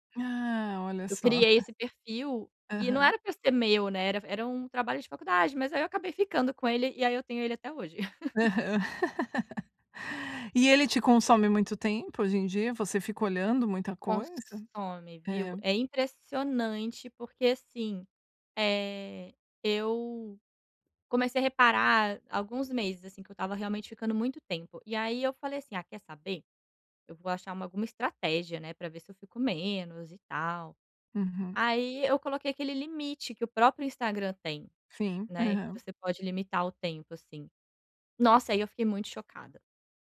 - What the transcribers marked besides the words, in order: giggle; giggle; laugh; tapping
- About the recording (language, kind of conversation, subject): Portuguese, advice, Como posso limitar o tempo que passo consumindo mídia todos os dias?